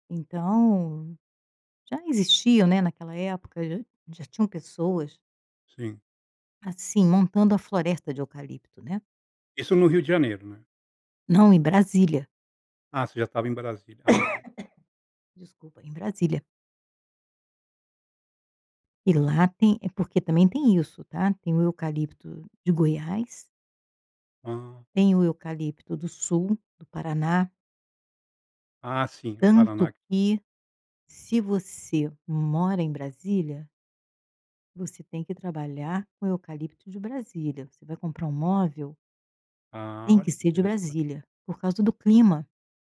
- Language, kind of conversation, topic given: Portuguese, podcast, Você pode me contar uma história que define o seu modo de criar?
- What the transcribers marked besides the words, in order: cough